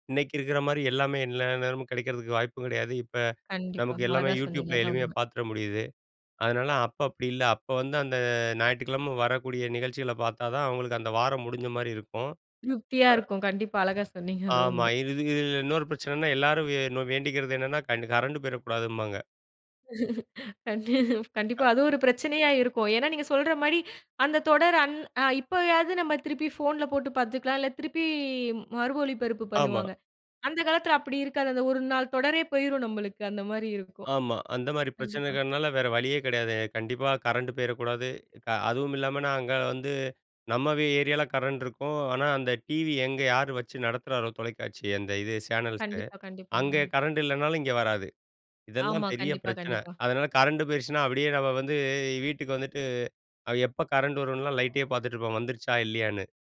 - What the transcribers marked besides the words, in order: other background noise; laugh
- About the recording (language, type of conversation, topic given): Tamil, podcast, குழந்தைப் பருவத்தில் உங்கள் மனதில் நிலைத்திருக்கும் தொலைக்காட்சி நிகழ்ச்சி எது, அதைப் பற்றி சொல்ல முடியுமா?